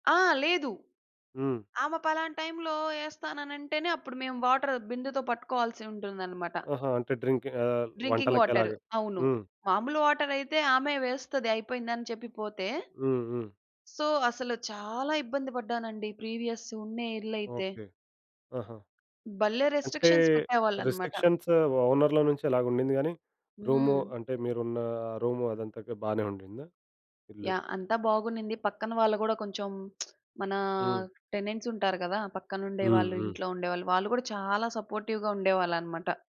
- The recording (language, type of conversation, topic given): Telugu, podcast, అద్దె ఇంటికి మీ వ్యక్తిగత ముద్రను సహజంగా ఎలా తీసుకురావచ్చు?
- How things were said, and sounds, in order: in English: "డ్రింక్"; in English: "డ్రింకింగ్ వాటర్"; in English: "సో"; in English: "ప్రీవియస్"; in English: "రిస్ట్రిక్షన్స్"; tapping; in English: "రెస్ట్రిక్షన్స్"; lip smack; in English: "టెనెంట్స్"; in English: "సపోర్టివ్‌గా"